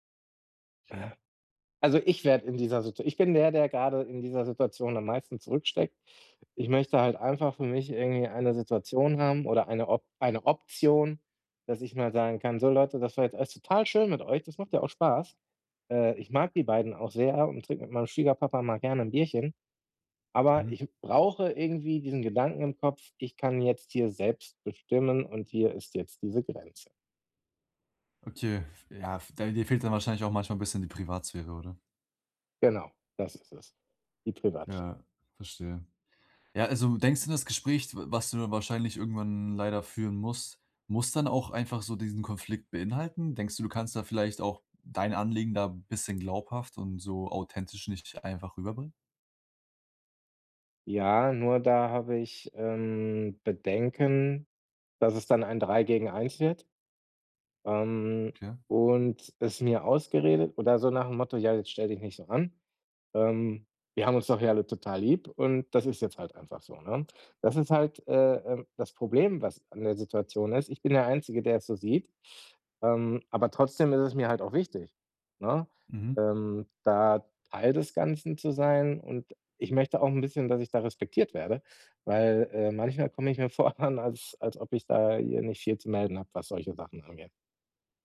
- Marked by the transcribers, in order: unintelligible speech; other noise; laughing while speaking: "vor dann"
- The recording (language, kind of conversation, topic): German, advice, Wie setze ich gesunde Grenzen gegenüber den Erwartungen meiner Familie?